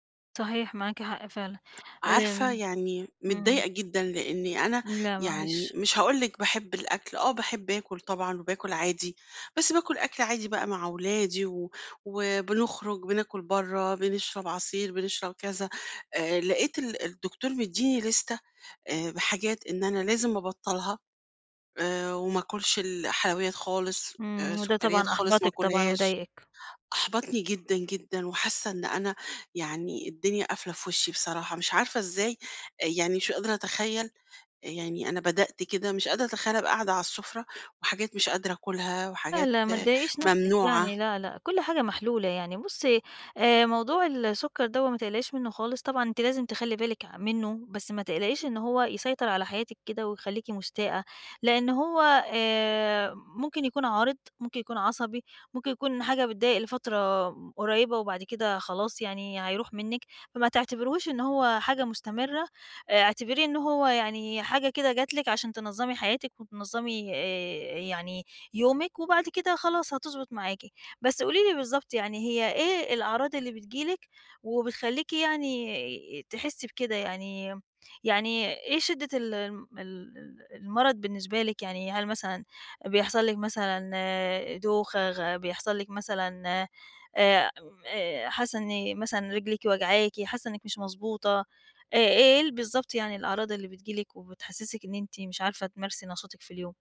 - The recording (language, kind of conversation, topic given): Arabic, advice, إزاي بتتعامل مع مشكلة صحية جديدة خلتك تغيّر روتين حياتك اليومية؟
- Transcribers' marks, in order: tapping; other background noise; in English: "لِستة"